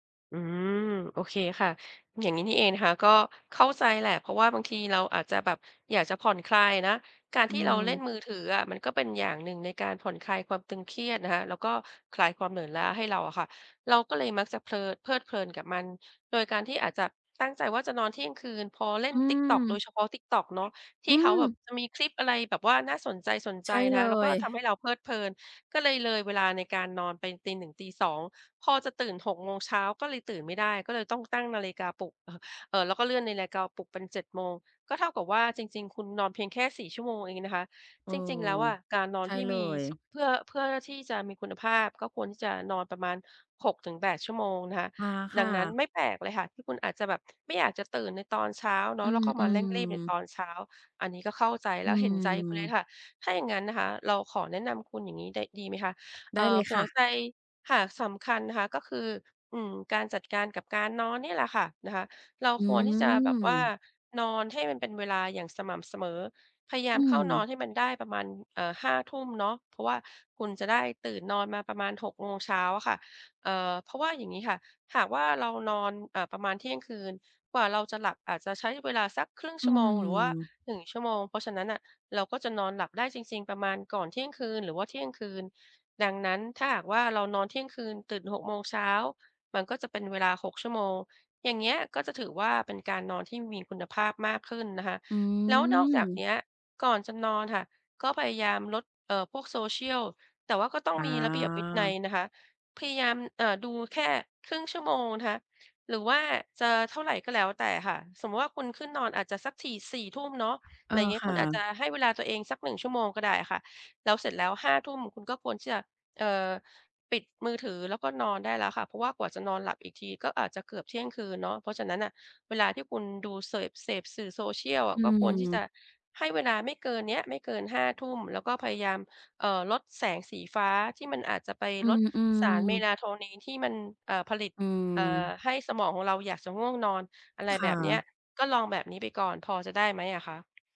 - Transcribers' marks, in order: other background noise; chuckle; other noise; tapping
- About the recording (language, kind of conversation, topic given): Thai, advice, จะเริ่มสร้างกิจวัตรตอนเช้าแบบง่าย ๆ ให้ทำได้สม่ำเสมอควรเริ่มอย่างไร?